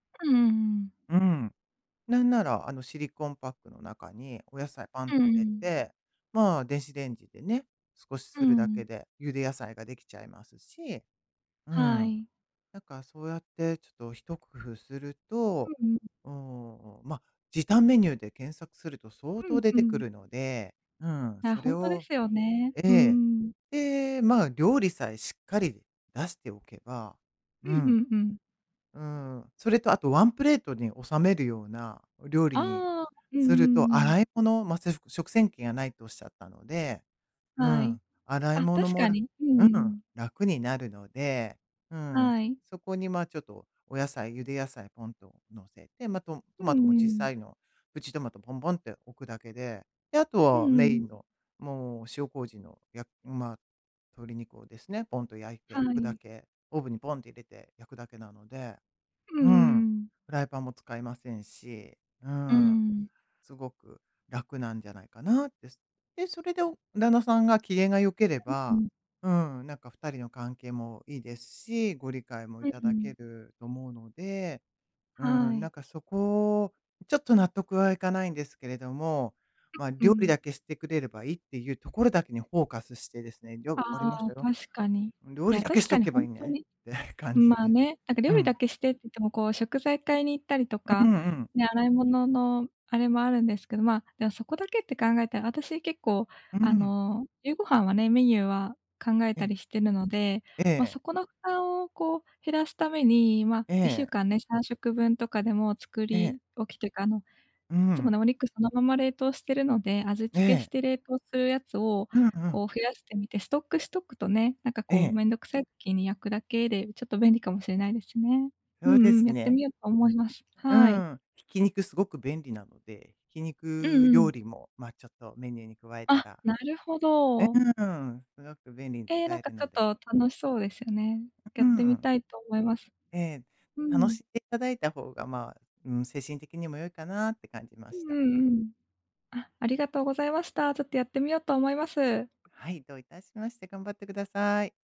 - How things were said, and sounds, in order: other background noise; unintelligible speech; disgusted: "だけしとけば"; tapping
- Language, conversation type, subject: Japanese, advice, 家族と価値観が違い、大切な決断で対立しているとき、どう話し合いを進めればよいですか？